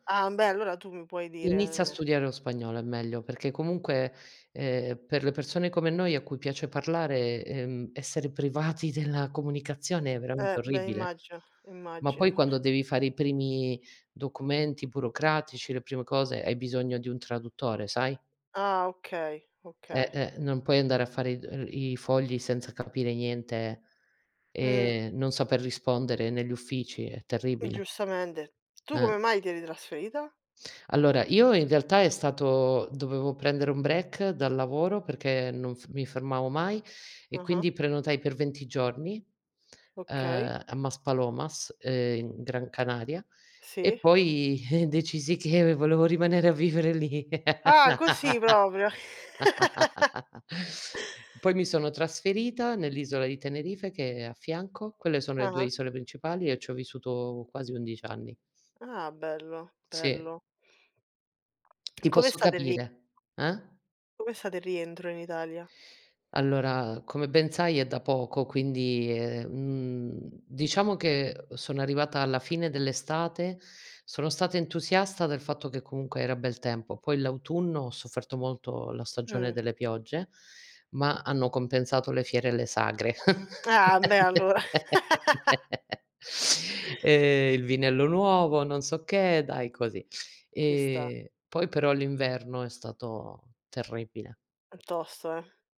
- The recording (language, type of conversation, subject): Italian, unstructured, Hai mai rinunciato a un sogno? Perché?
- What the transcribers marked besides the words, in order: other background noise; tapping; "okay" said as "occhee"; in English: "break"; laughing while speaking: "eh"; laughing while speaking: "che ve volevo rimanere a vivere lì"; laugh; "bello" said as "pello"; laugh; chuckle; laugh